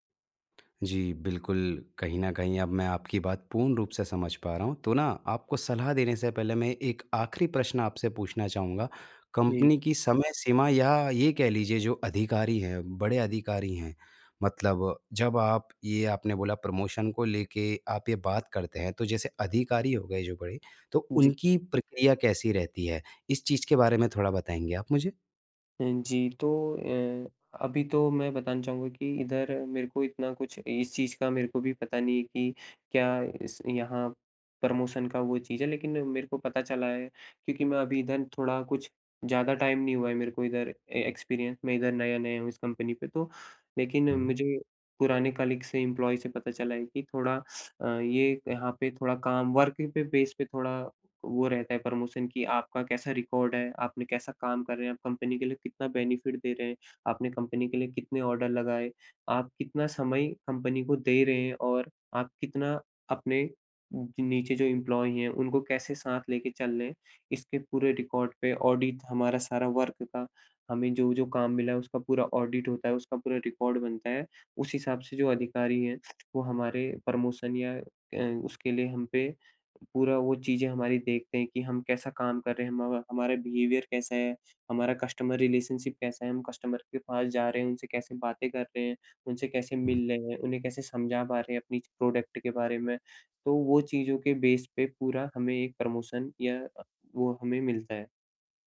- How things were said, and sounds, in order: tapping; in English: "प्रमोशन"; in English: "प्रमोशन"; in English: "टाइम"; in English: "ए एक्सपीरियंस"; in English: "कलीग्स"; in English: "एम्प्लॉयज"; in English: "वर्किंग"; in English: "बेस"; in English: "प्रमोशन"; in English: "रिकॉर्ड"; in English: "बेनिफिट"; in English: "एम्प्लॉय"; in English: "रिकॉर्ड"; in English: "ऑडिट"; in English: "वर्क"; in English: "ऑडिट"; in English: "रिकॉर्ड"; in English: "प्रमोशन"; in English: "बिहेवियर"; in English: "कस्टमर रिलेशनशिप"; in English: "कस्टमर"; in English: "प्रोडक्ट"; in English: "बेस"; in English: "प्रमोशन"
- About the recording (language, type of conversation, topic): Hindi, advice, मैं अपने प्रबंधक से वेतन‑वृद्धि या पदोन्नति की बात आत्मविश्वास से कैसे करूँ?